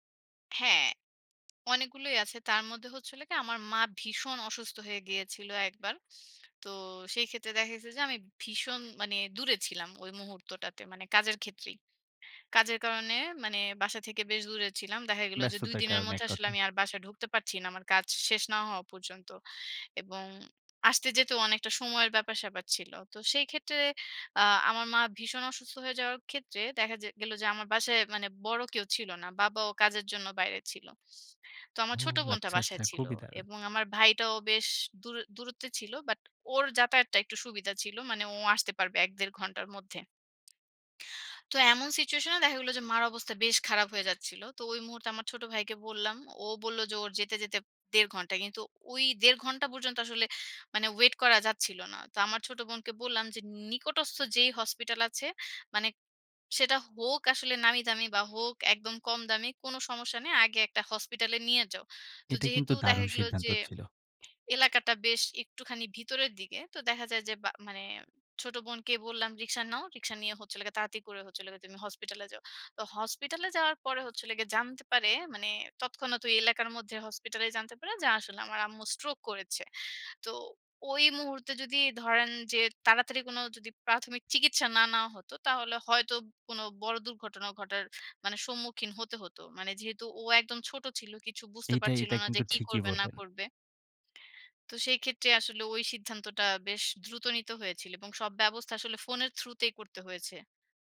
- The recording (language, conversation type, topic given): Bengali, podcast, জীবনে আপনি সবচেয়ে সাহসী সিদ্ধান্তটি কী নিয়েছিলেন?
- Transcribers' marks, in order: tapping; other background noise; in English: "stroke"; lip smack